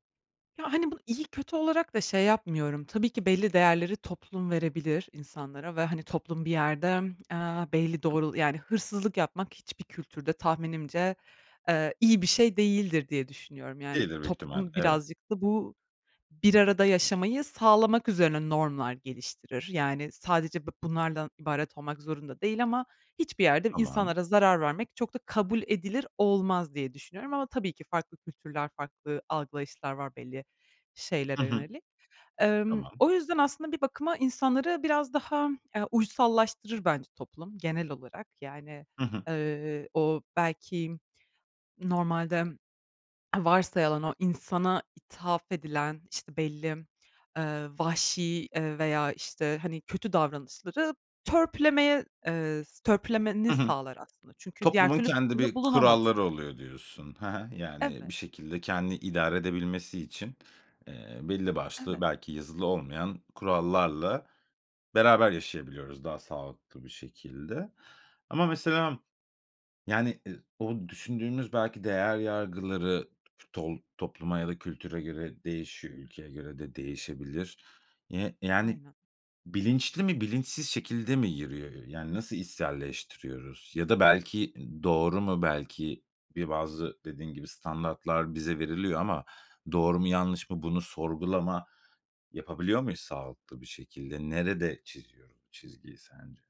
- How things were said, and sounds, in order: unintelligible speech
- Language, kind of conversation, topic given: Turkish, podcast, Başkalarının görüşleri senin kimliğini nasıl etkiler?